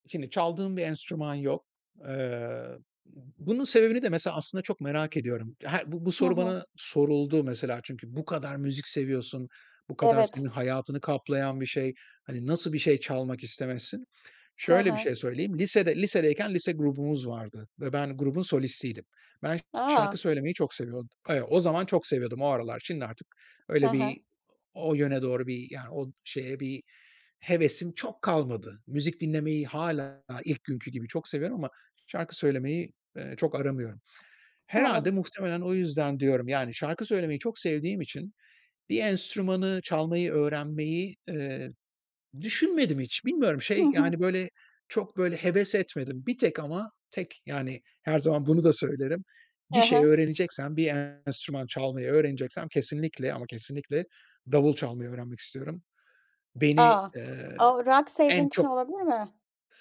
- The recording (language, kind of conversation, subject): Turkish, podcast, Müziği ruh halinin bir parçası olarak kullanır mısın?
- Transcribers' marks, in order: tapping; unintelligible speech